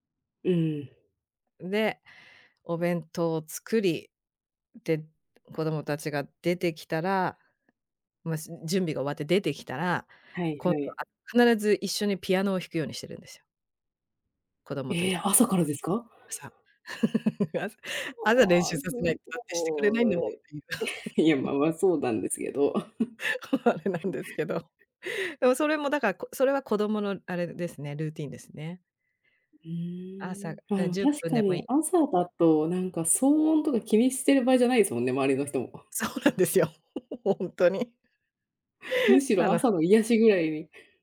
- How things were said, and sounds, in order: chuckle; chuckle; laughing while speaking: "そうなんですよ、ほんとに。あな"
- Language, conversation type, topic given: Japanese, podcast, 毎朝のルーティンには、どんな工夫をしていますか？